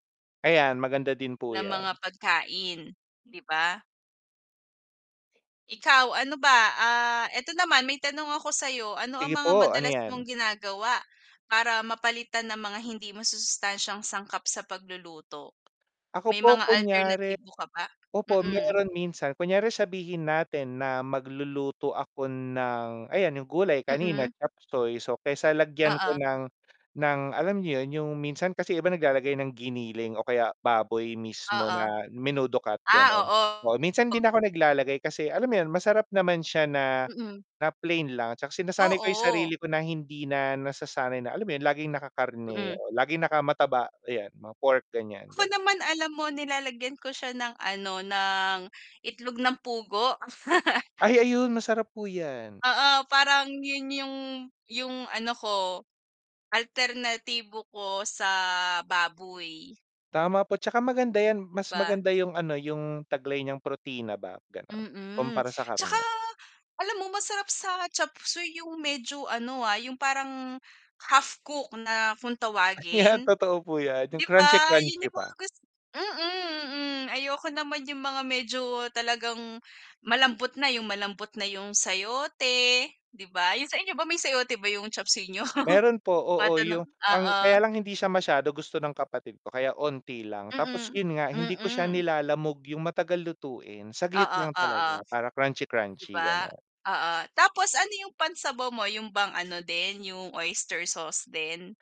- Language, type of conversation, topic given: Filipino, unstructured, Ano ang mga simpleng paraan para gawing mas masustansiya ang pagkain?
- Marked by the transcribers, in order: tapping; distorted speech; static; laugh; laughing while speaking: "Ah, 'yan totoo po 'yan"; laugh